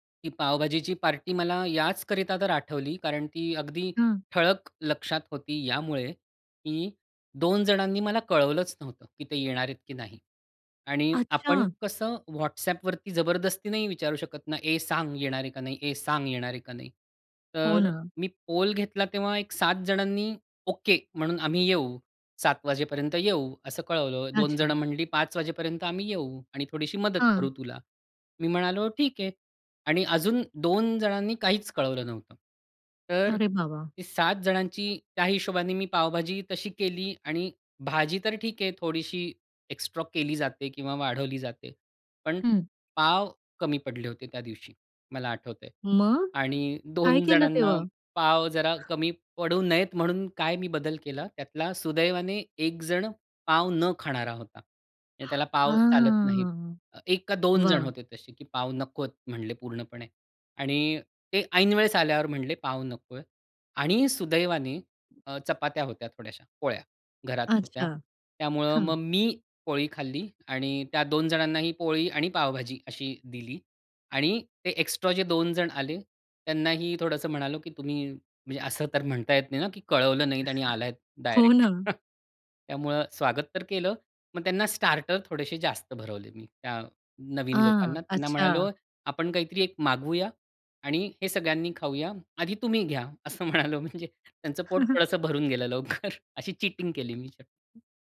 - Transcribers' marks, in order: surprised: "अच्छा"; other background noise; exhale; drawn out: "अ"; tapping; chuckle; laughing while speaking: "हो ना"; laughing while speaking: "असं म्हणालो. म्हणजे त्यांचं पोट … चीटिंग केली मी"; chuckle
- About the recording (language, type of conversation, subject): Marathi, podcast, जेव्हा पाहुण्यांसाठी जेवण वाढायचे असते, तेव्हा तुम्ही उत्तम यजमान कसे बनता?